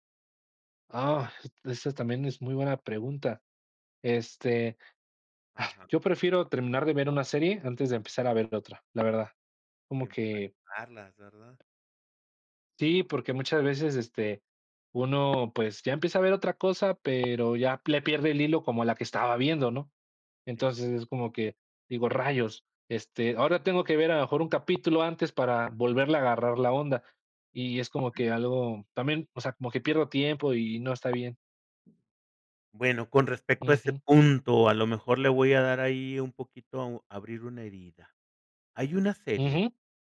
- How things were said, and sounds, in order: tapping
- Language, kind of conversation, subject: Spanish, podcast, ¿Cómo eliges qué ver en plataformas de streaming?